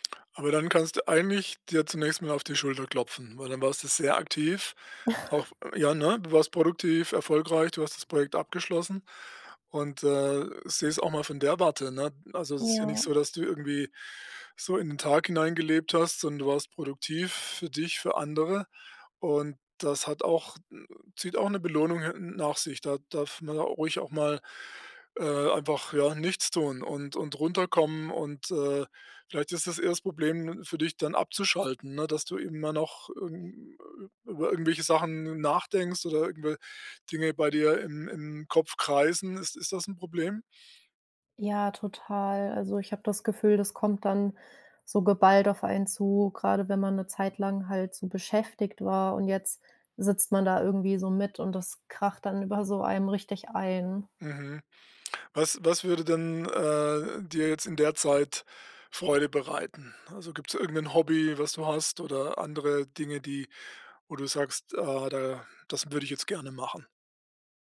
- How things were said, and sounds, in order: chuckle; unintelligible speech
- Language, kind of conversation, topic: German, advice, Warum fühle ich mich schuldig, wenn ich einfach entspanne?
- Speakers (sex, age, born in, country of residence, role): female, 25-29, Germany, Germany, user; male, 60-64, Germany, Germany, advisor